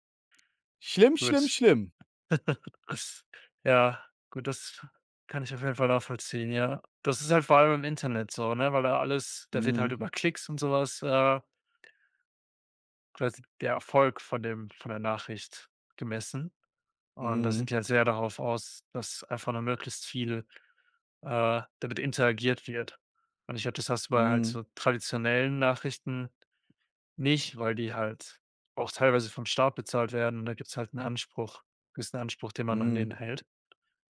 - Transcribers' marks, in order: other background noise; chuckle
- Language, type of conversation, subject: German, unstructured, Wie beeinflussen soziale Medien unsere Wahrnehmung von Nachrichten?